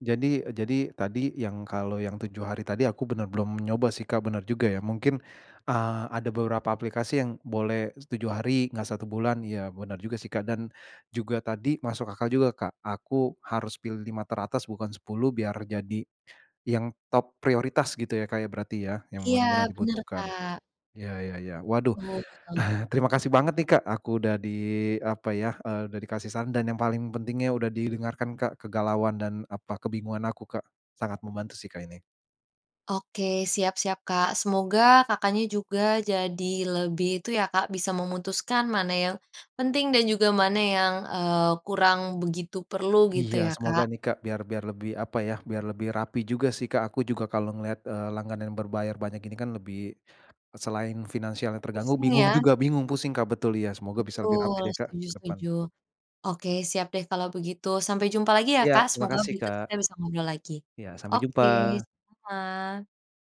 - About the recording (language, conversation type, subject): Indonesian, advice, Bagaimana cara menentukan apakah saya perlu menghentikan langganan berulang yang menumpuk tanpa disadari?
- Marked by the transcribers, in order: chuckle